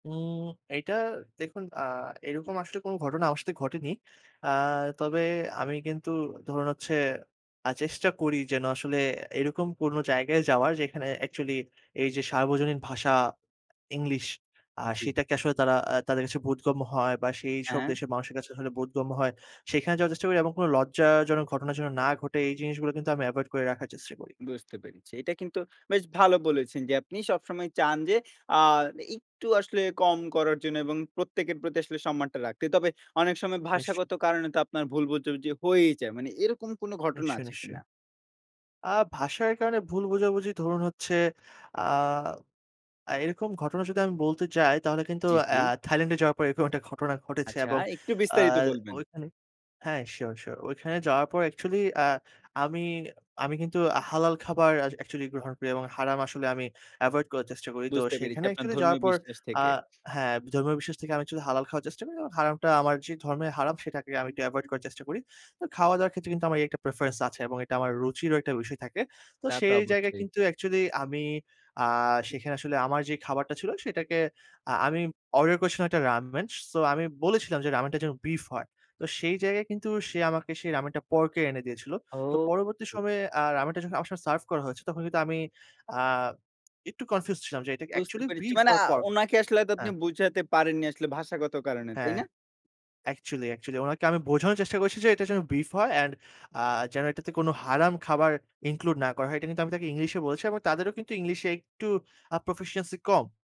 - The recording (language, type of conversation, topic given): Bengali, podcast, বিদেশে কারও সঙ্গে ভাষার মিল না থাকলেও আপনি কীভাবে যোগাযোগ করেছিলেন?
- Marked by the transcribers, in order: "বোঝাবুঝি" said as "বুজাবুজি"; in English: "প্রেফারেন্স"; in English: "ইনক্লুড"; in English: "proficiency"